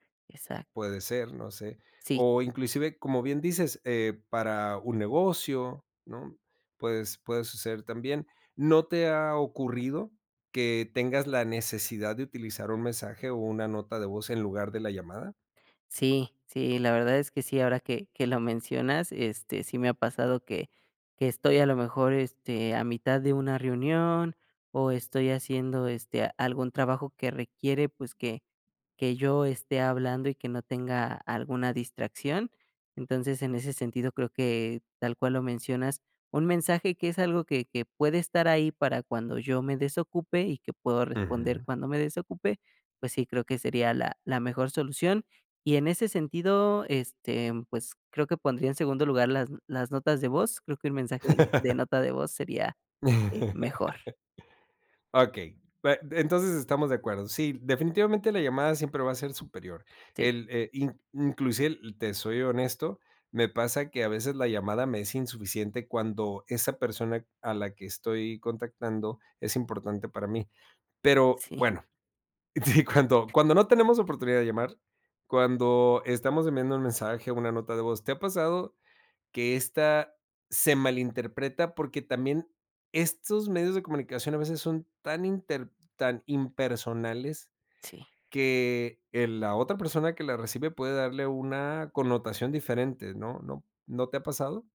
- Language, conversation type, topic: Spanish, podcast, ¿Prefieres comunicarte por llamada, mensaje o nota de voz?
- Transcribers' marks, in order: laugh; chuckle; other background noise